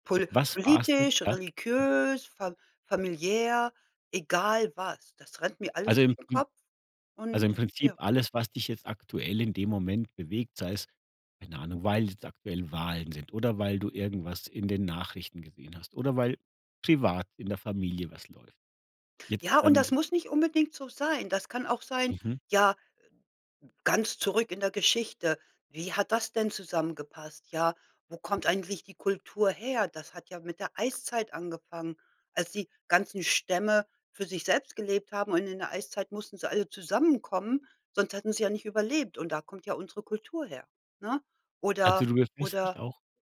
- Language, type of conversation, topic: German, podcast, Wie sieht deine Morgenroutine aus, wenn alles gut läuft?
- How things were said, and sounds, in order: other background noise; other noise